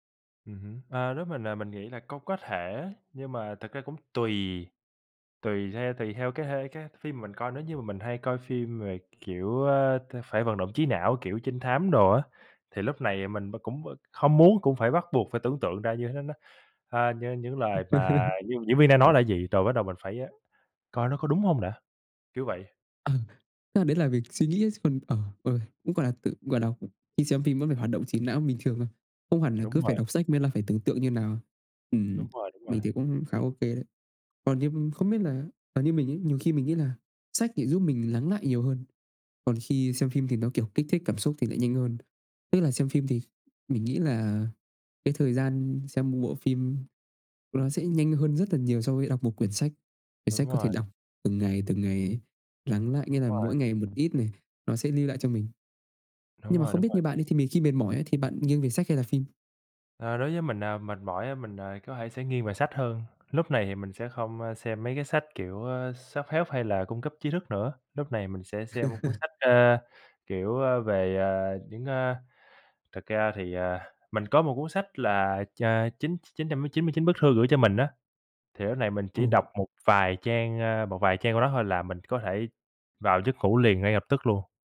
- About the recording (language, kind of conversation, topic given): Vietnamese, unstructured, Bạn thường dựa vào những yếu tố nào để chọn xem phim hay đọc sách?
- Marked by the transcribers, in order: laugh; tapping; "lưu" said as "nưu"; in English: "sép hép"; "self-help" said as "sép hép"; laugh